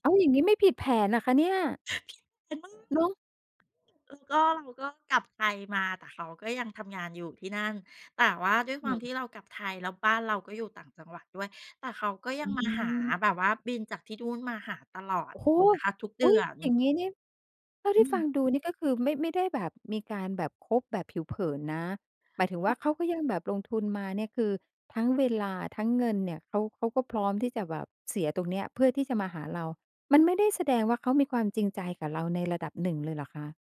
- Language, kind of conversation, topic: Thai, podcast, คุณช่วยเล่าเหตุการณ์ที่คุณเคยตัดสินใจผิดพลาดและได้บทเรียนอะไรจากมันบ้างได้ไหม?
- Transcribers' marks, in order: laugh; unintelligible speech; unintelligible speech